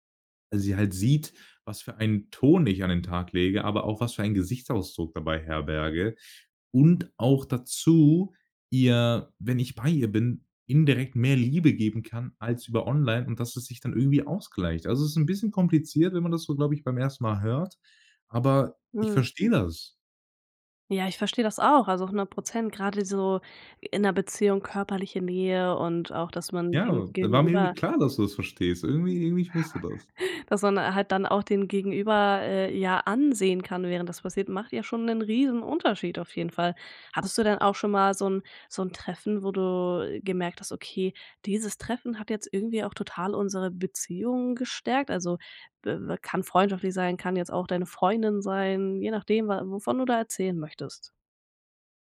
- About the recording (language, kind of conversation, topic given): German, podcast, Wie wichtig sind reale Treffen neben Online-Kontakten für dich?
- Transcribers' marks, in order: other noise; chuckle